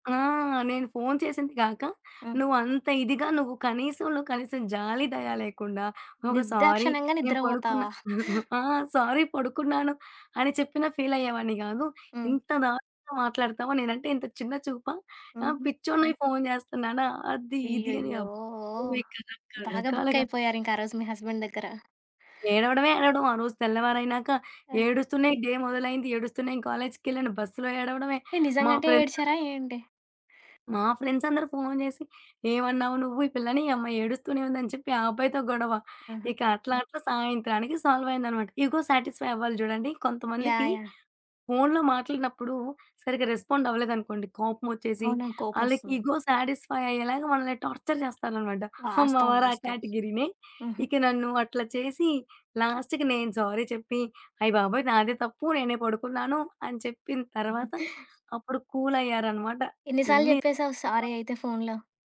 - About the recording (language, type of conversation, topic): Telugu, podcast, ఫోన్‌లో మాట్లాడేటప్పుడు నిజంగా శ్రద్ధగా ఎలా వినాలి?
- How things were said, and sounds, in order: in English: "సారీ"; chuckle; in English: "సారీ"; other background noise; in English: "హస్బెండ్"; in English: "డే"; in English: "ఇగో సాటిస్ఫై"; in English: "ఇగో సాటిస్ఫై"; in English: "టార్చర్"; giggle; tapping; in English: "లాస్ట్‌కి"; in English: "సారీ"; in English: "సారీ"